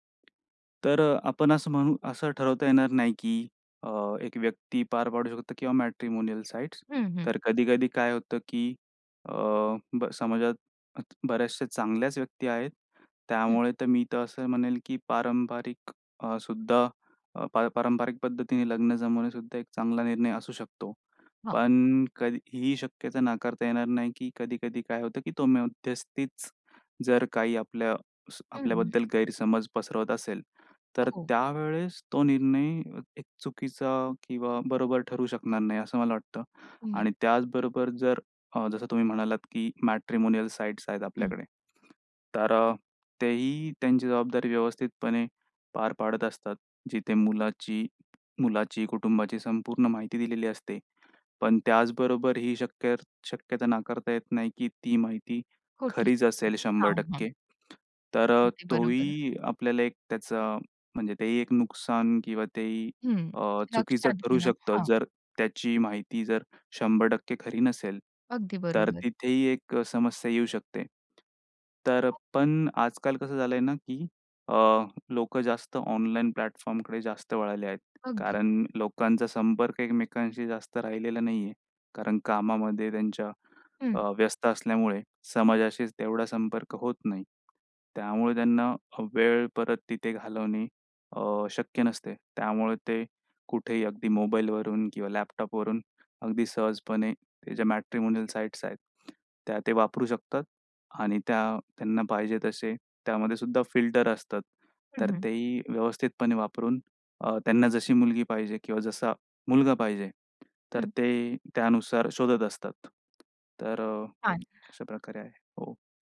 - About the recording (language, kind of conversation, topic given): Marathi, podcast, लग्नाबाबत कुटुंबाच्या अपेक्षा आणि व्यक्तीच्या इच्छा कशा जुळवायला हव्यात?
- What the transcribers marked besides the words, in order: other noise; in English: "मॅट्रिमोनियल साइट्स"; in English: "मॅट्रिमोनियल साइट्स"; tapping; unintelligible speech; other background noise; in English: "मॅट्रिमोनियल साइट्स"